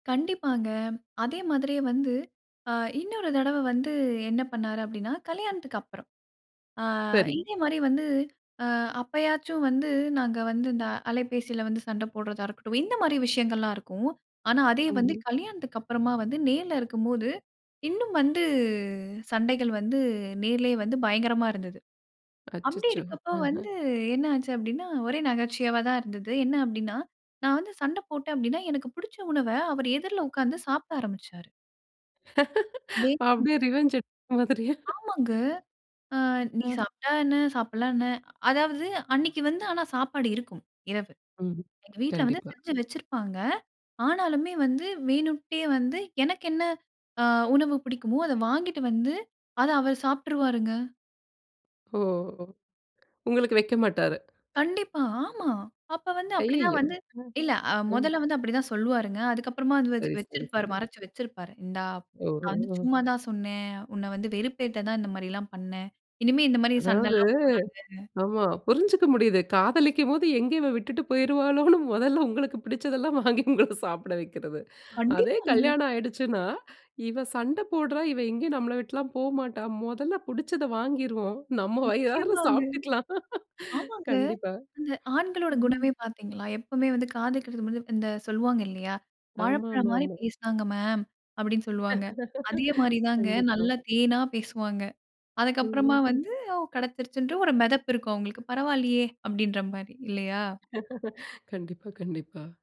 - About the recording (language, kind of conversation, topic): Tamil, podcast, ஓர் சண்டைக்குப் பிறகு வரும் ‘மன்னிப்பு உணவு’ பற்றி சொல்ல முடியுமா?
- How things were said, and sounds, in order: other background noise; laugh; laughing while speaking: "அப்டியே ரிவென்ஞ்ச் எடுத்த மாதிரியா?"; unintelligible speech; other noise; in English: "ரிவென்ஞ்ச்"; laughing while speaking: "போய்ருவாளோன்னு மொதல்ல உங்களுக்கு பிடிச்சதெல்லாம் வாங்கி … நம்ம வயிறார சாப்ட்டுக்கலாம்"; laugh; laugh